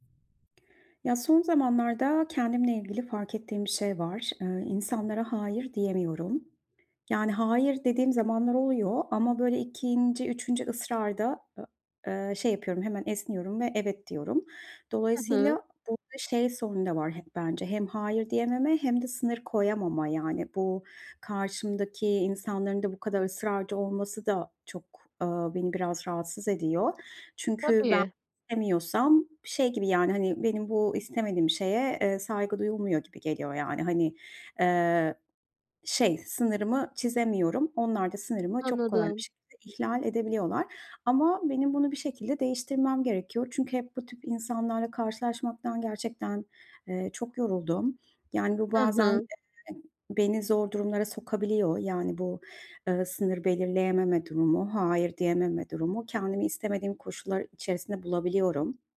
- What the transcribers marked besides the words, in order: other background noise; unintelligible speech
- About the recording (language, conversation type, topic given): Turkish, advice, Kişisel sınırlarımı nasıl daha iyi belirleyip koruyabilirim?